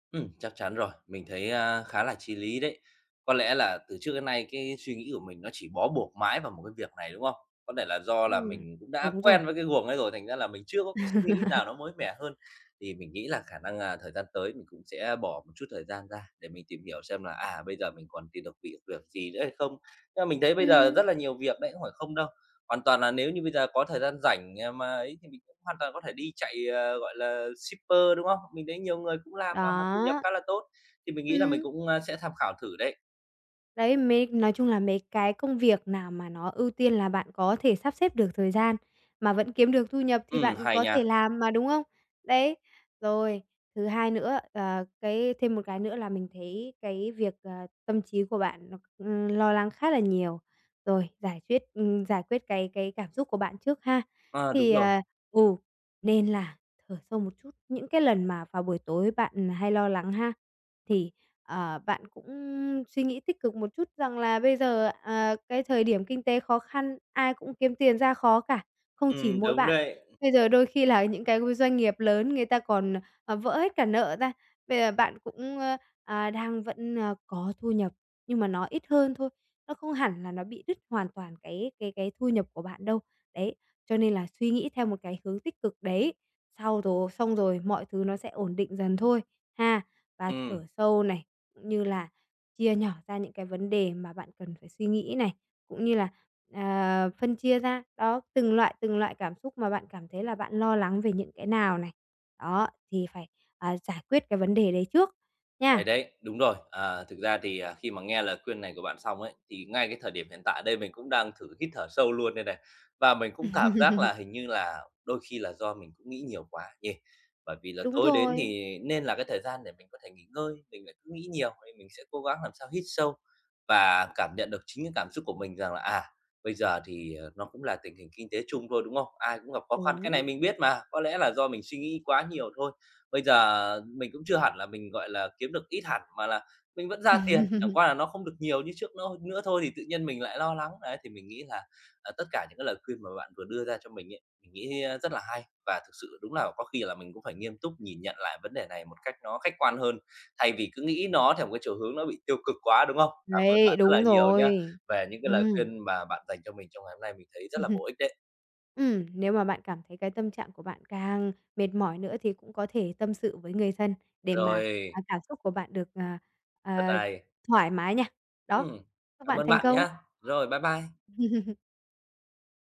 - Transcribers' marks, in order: tapping; laugh; other background noise; laugh; laugh; chuckle; chuckle
- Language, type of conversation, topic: Vietnamese, advice, Làm thế nào để đối phó với lo lắng về tiền bạc khi bạn không biết bắt đầu từ đâu?